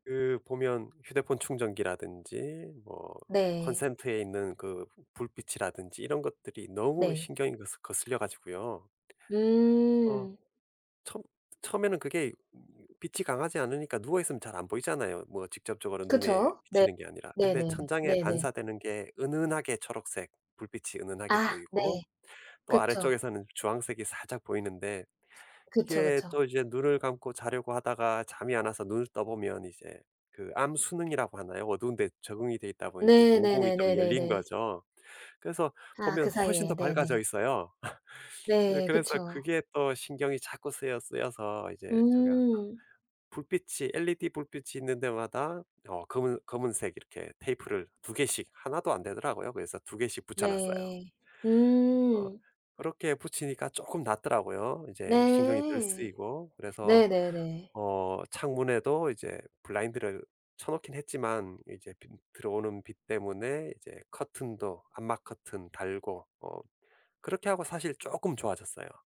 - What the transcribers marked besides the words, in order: other background noise; laugh
- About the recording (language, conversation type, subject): Korean, advice, 밤에 불안 때문에 잠들지 못할 때 어떻게 해야 하나요?
- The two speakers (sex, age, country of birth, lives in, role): female, 25-29, South Korea, United States, advisor; male, 50-54, South Korea, United States, user